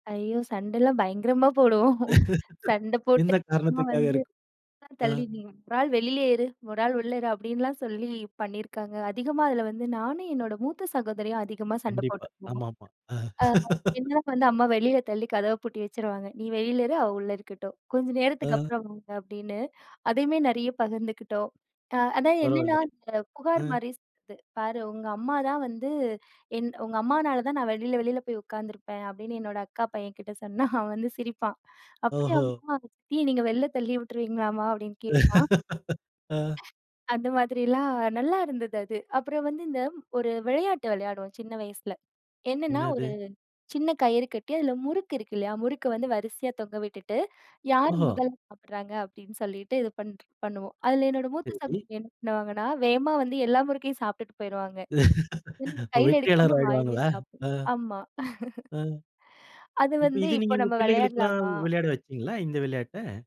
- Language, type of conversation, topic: Tamil, podcast, ஒரு சந்தோஷமான குடும்ப நினைவைப் பற்றிச் சொல்ல முடியுமா?
- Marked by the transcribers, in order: laughing while speaking: "பயங்கரமா போடுவோம். சண்டை போட்டு"; tapping; laugh; unintelligible speech; laugh; other noise; unintelligible speech; laughing while speaking: "சொன்னா அவன் வந்து சிரிப்பான்"; laugh; exhale; joyful: "அந்த மாதிரிலாம் நல்லா இருந்தது அது"; surprised: "ஓஹோ!"; chuckle; chuckle; inhale